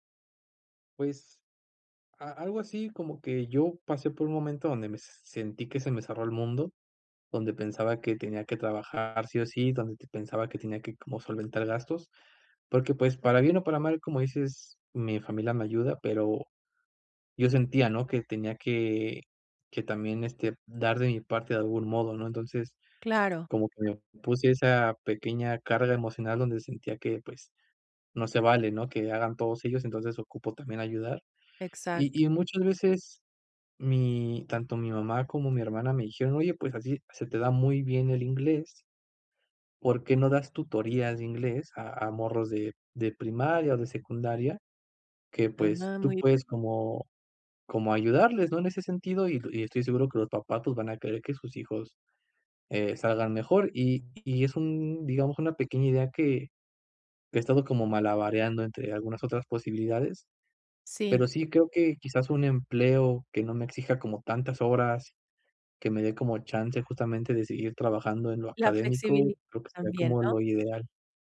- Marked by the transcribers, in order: tapping; other background noise; unintelligible speech
- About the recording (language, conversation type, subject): Spanish, advice, ¿Cómo puedo reducir la ansiedad ante la incertidumbre cuando todo está cambiando?